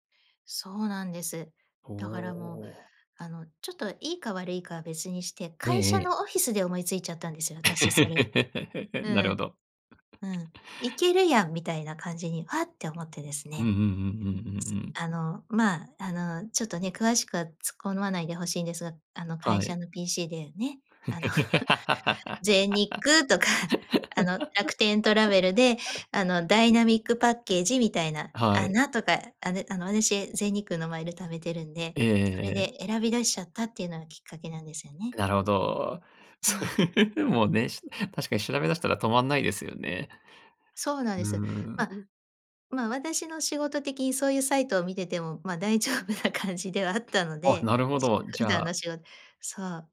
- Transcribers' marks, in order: laugh; laugh; laugh; chuckle; laugh; laughing while speaking: "大丈夫な感じ"
- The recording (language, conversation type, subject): Japanese, podcast, 衝動的に出かけた旅で、一番驚いたことは何でしたか？